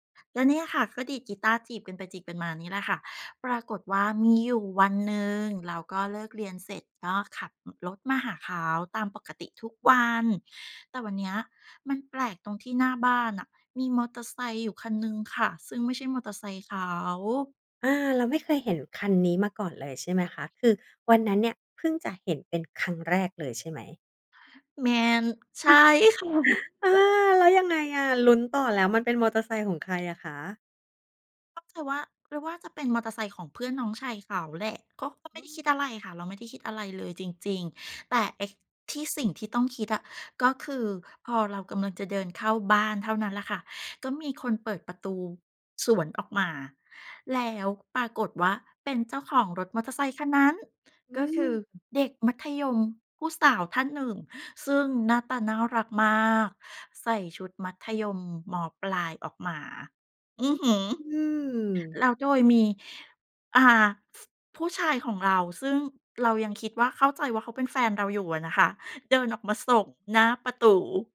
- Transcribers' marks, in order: chuckle; laughing while speaking: "ค่ะ"; other background noise; stressed: "คันนั้น"
- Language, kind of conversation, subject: Thai, podcast, เพลงไหนพาให้คิดถึงความรักครั้งแรกบ้าง?